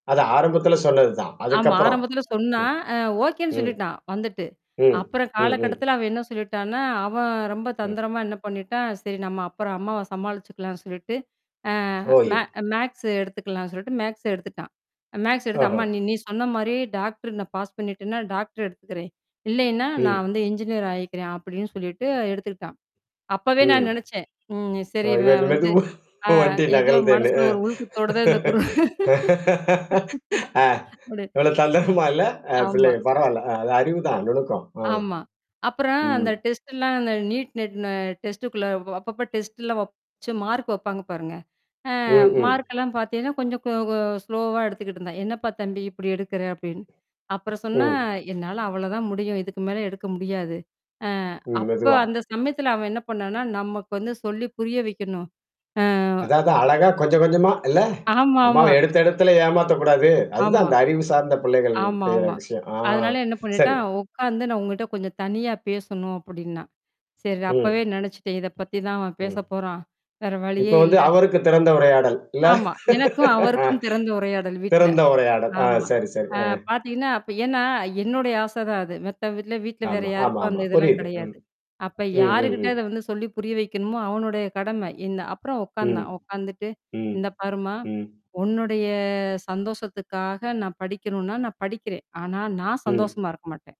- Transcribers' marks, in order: mechanical hum; in English: "ஓகேன்னு"; static; unintelligible speech; other noise; in English: "மேக்ஸா"; in English: "மேக்ஸா"; in English: "மேக்ஸா"; in English: "என்ஜினியரா"; laughing while speaking: "மெதுவா வண்டி நகல்தேன்னு. ஆ. இவ்ளோ … அறிவுதான் நுணுக்கம். அ"; distorted speech; "நகர்தேன்னு" said as "நகல்தேன்னு"; giggle; "தந்திரமா" said as "தந்தகமா"; other background noise; laugh; laughing while speaking: "விடு"; in English: "டெஸ்ட்ல்லாம்"; in English: "நீட் நெட்ன டெஸ்டுக்குள்ள"; in English: "டெஸ்ட்ல்லாம்"; in English: "மார்க்"; in English: "மார்க்கெல்லாம்"; in English: "ஸ்லோவா"; laughing while speaking: "ஆமாமா"; laughing while speaking: "ஆ"; tapping
- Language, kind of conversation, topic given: Tamil, podcast, வீட்டில் திறந்த உரையாடலை எப்படித் தொடங்குவீர்கள்?